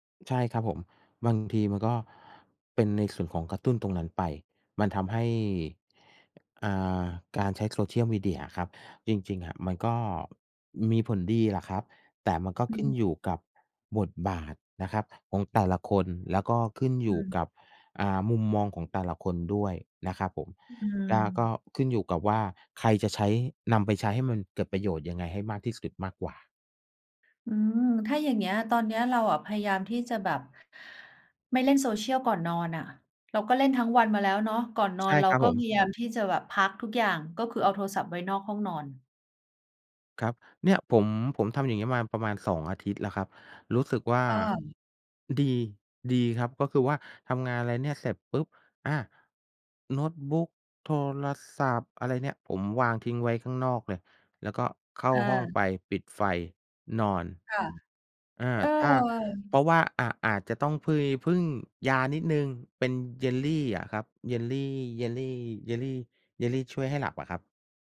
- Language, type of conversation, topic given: Thai, unstructured, คุณเคยรู้สึกเหงาหรือเศร้าจากการใช้โซเชียลมีเดียไหม?
- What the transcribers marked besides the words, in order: none